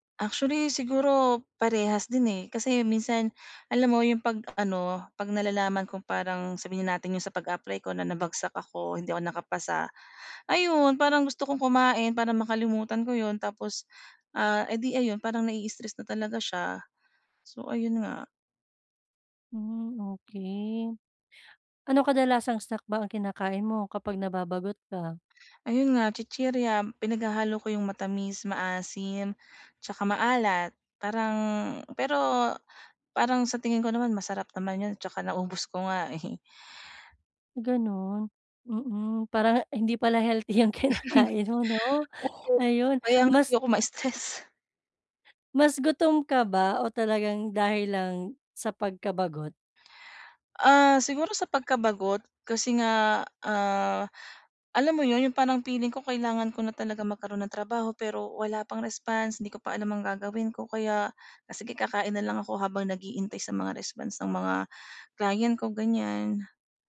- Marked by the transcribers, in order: tapping; other background noise; chuckle; "naghihintay" said as "nag-iintay"
- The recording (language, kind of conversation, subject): Filipino, advice, Paano ko mababawasan ang pagmemeryenda kapag nababagot ako sa bahay?